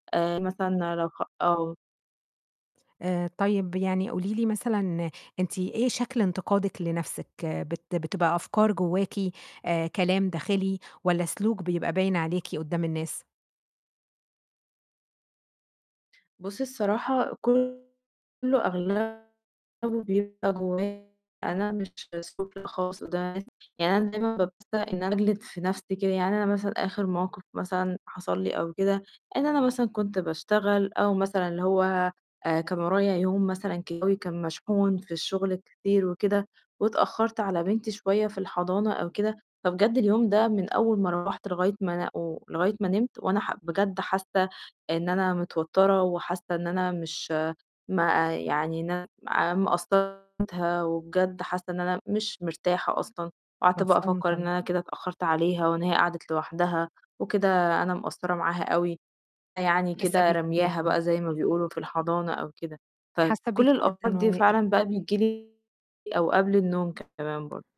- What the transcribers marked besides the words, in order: tapping; distorted speech; unintelligible speech; unintelligible speech; unintelligible speech; horn
- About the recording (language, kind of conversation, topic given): Arabic, advice, إزاي أقدر أتعامل مع التفكير السلبي المستمر وانتقاد الذات اللي بيقلّلوا تحفيزي؟